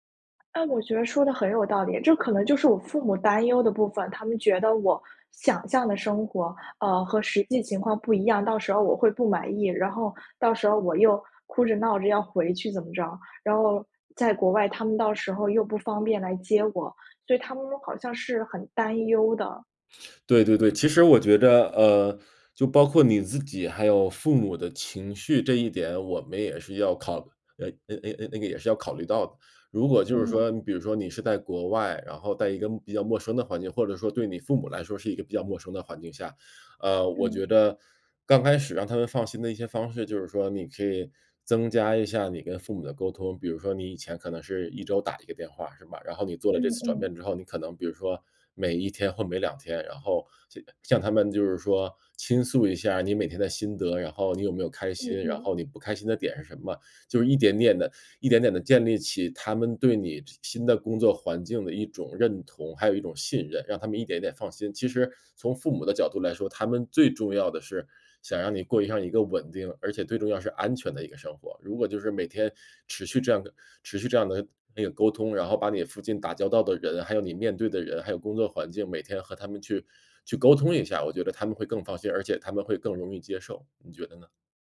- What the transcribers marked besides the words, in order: other background noise; tapping
- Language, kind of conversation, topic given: Chinese, advice, 长期计划被意外打乱后该如何重新调整？